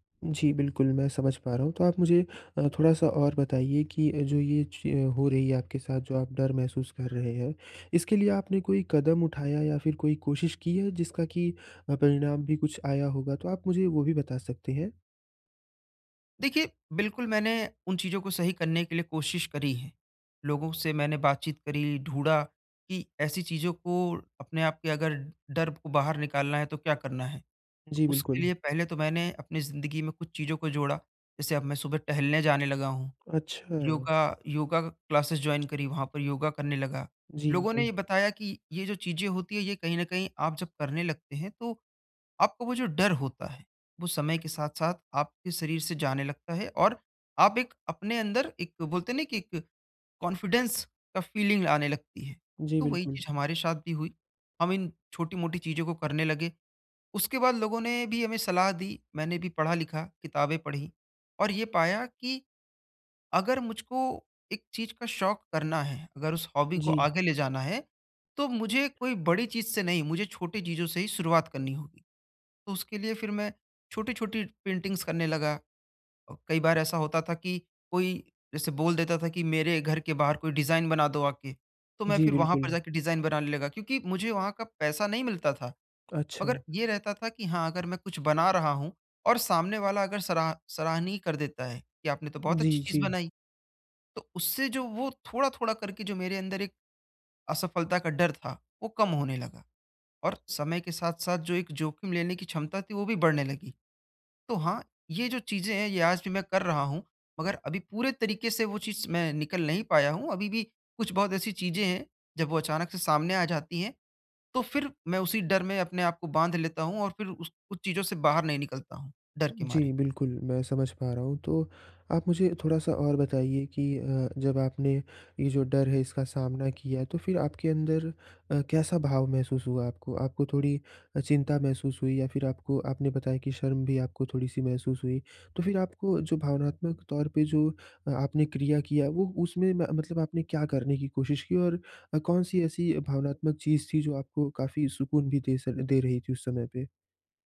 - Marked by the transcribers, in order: in English: "क्लासेस जॉइन"; in English: "कॉन्फिडेंस"; in English: "फ़ीलिंग"; "साथ" said as "शात"; in English: "हॉबी"; in English: "पेंटिंग्स"; in English: "डिज़ाइन"; in English: "डिज़ाइन"
- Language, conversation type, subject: Hindi, advice, नई हॉबी शुरू करते समय असफलता के डर और जोखिम न लेने से कैसे निपटूँ?